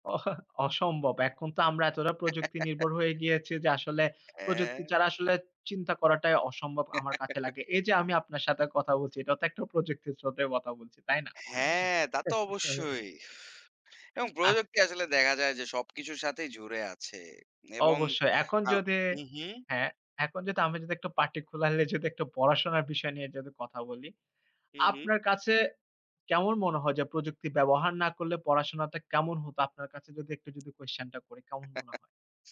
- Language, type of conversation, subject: Bengali, unstructured, প্রযুক্তি কীভাবে আমাদের পড়াশোনাকে আরও সহজ করে তোলে?
- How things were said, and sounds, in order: chuckle; tapping; chuckle; other background noise; chuckle; chuckle; laughing while speaking: "খুলাইলে"; chuckle